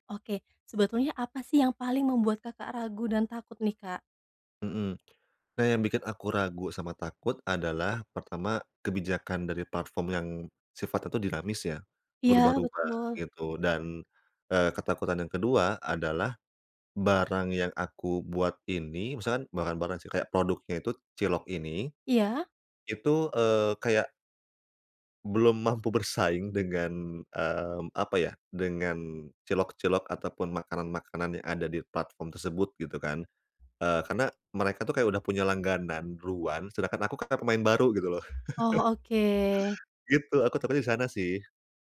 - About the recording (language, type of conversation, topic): Indonesian, advice, Bagaimana cara memulai hal baru meski masih ragu dan takut gagal?
- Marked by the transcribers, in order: laughing while speaking: "mampu"; other background noise; chuckle